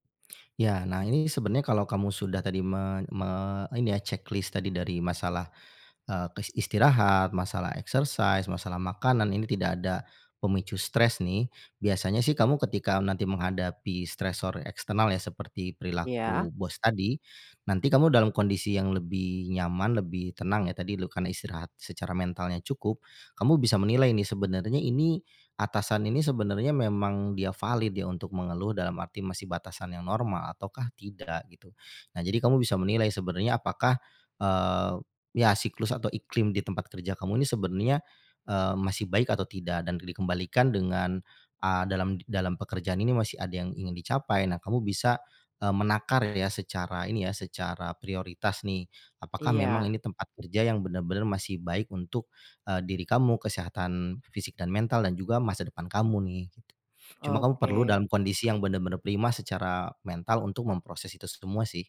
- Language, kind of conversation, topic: Indonesian, advice, Bagaimana cara mengatasi hilangnya motivasi dan semangat terhadap pekerjaan yang dulu saya sukai?
- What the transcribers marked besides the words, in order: in English: "exercise"